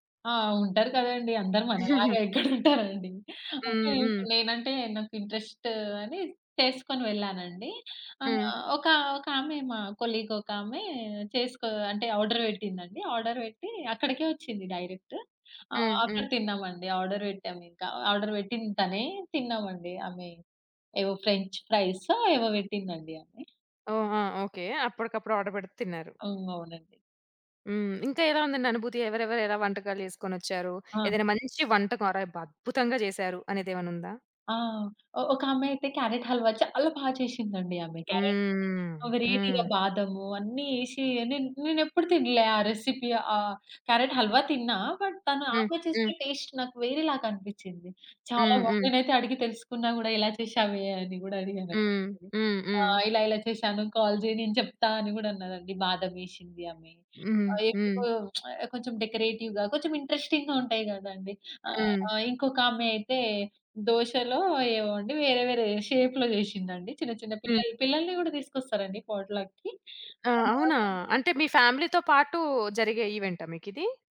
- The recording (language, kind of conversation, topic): Telugu, podcast, పొట్లక్ పార్టీలో మీరు ఎలాంటి వంటకాలు తీసుకెళ్తారు, ఎందుకు?
- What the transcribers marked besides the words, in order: giggle; laughing while speaking: "ఎక్కడ ఉంటారండి"; in English: "ఇంట్రెస్ట్"; in English: "ఆర్డర్"; in English: "ఆర్డర్"; in English: "ఆర్డర్"; in English: "ఆర్డర్"; in English: "ఫ్రెంచ్"; tapping; in English: "ఆర్డర్"; other background noise; in Arabic: "హల్వా"; in English: "వేరైటీగా"; in English: "రెసిపీ"; in Arabic: "హల్వా"; in English: "బట్"; in English: "టేస్ట్"; in English: "కాల్"; lip smack; in English: "డెకరేటివ్‌గా"; in English: "ఇంట్రెస్టింగ్‌గా"; in English: "షేప్‌లో"; in English: "పాట్‌లక్‌కి"; background speech; in English: "ఫ్యామిలీతో"